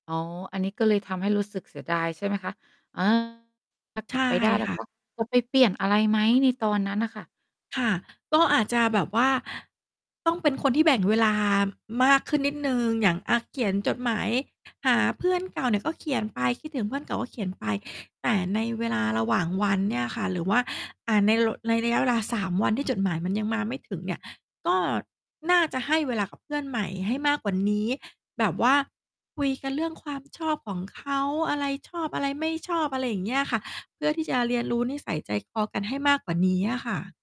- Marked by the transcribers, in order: distorted speech; mechanical hum
- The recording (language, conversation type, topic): Thai, podcast, ถ้าไม่มีเพื่อนอยู่ใกล้ตัวและรู้สึกเหงา คุณจะจัดการกับความรู้สึกนี้อย่างไร?